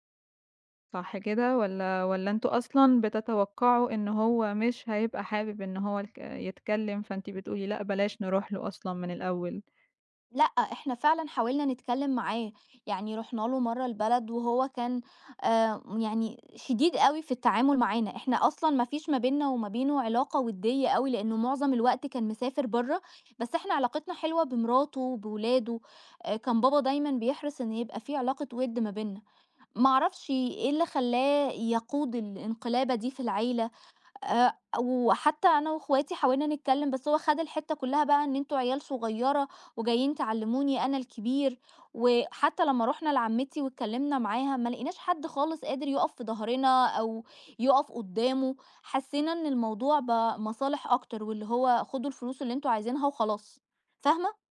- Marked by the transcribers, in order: none
- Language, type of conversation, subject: Arabic, advice, لما يحصل خلاف بينك وبين إخواتك على تقسيم الميراث أو ممتلكات العيلة، إزاي تقدروا توصلوا لحل عادل؟